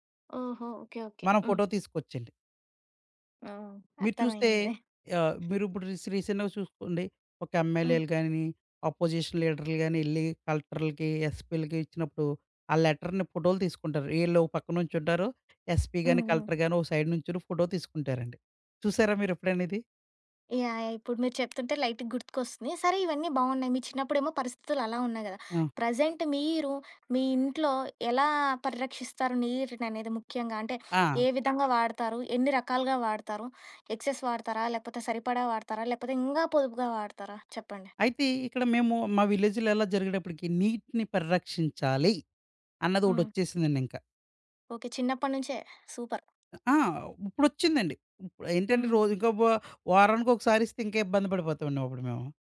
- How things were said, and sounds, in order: giggle; other background noise; in English: "రీస్ రీసెంట్‌గా"; in English: "అపోజిషన్"; in English: "ఎస్‌పి‌లకి"; in English: "లెటర్‌ని"; in English: "ఎస్‌పి"; in English: "కలెక్టర్"; in English: "సైడ్"; in English: "లైట్"; in English: "ప్రెజెంట్"; in English: "ఎక్సెస్"; in English: "విలేజ్‌లో"; in English: "సూపర్"
- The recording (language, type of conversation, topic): Telugu, podcast, ఇంట్లో నీటిని ఆదా చేయడానికి మనం చేయగల పనులు ఏమేమి?